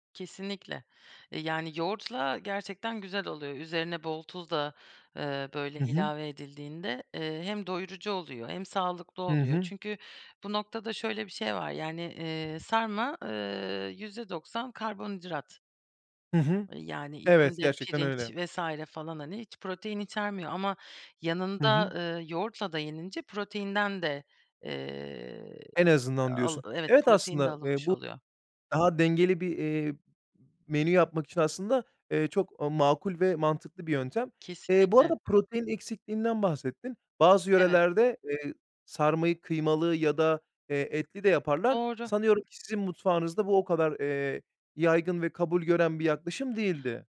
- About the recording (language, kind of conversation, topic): Turkish, podcast, Hangi yemekler sana aitlik duygusu yaşatır?
- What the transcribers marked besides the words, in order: none